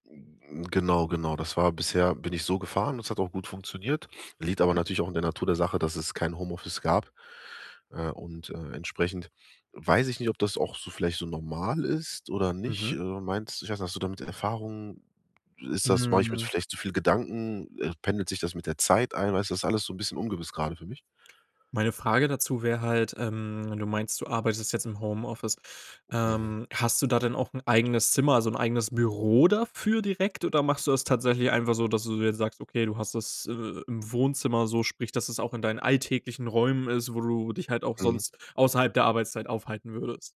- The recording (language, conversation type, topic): German, advice, Wie hat sich durch die Umstellung auf Homeoffice die Grenze zwischen Arbeit und Privatleben verändert?
- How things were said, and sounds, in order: other noise; stressed: "Büro"